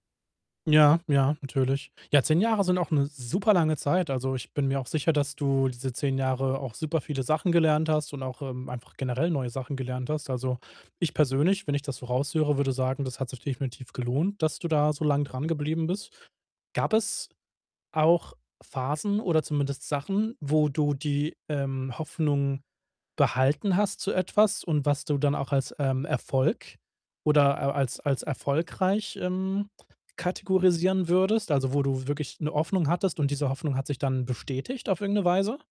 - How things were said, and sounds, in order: unintelligible speech; other background noise
- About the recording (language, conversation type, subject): German, podcast, Wie behältst du die Hoffnung, wenn es lange dauert?